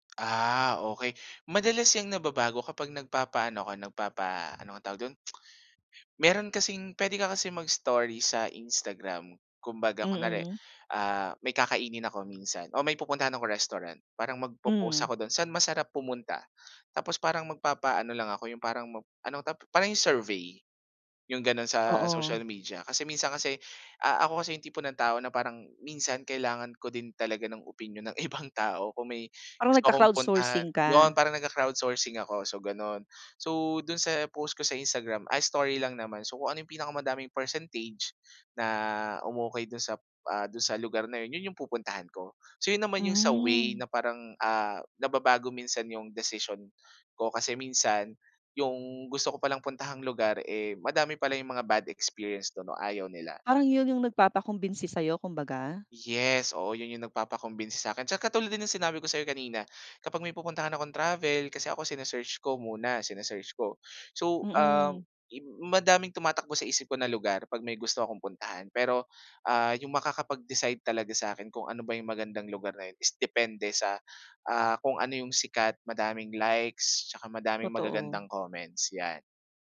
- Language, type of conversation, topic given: Filipino, podcast, Paano nakaaapekto ang mga like sa iyong damdamin at mga pasya?
- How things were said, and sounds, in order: tsk; laughing while speaking: "ibang"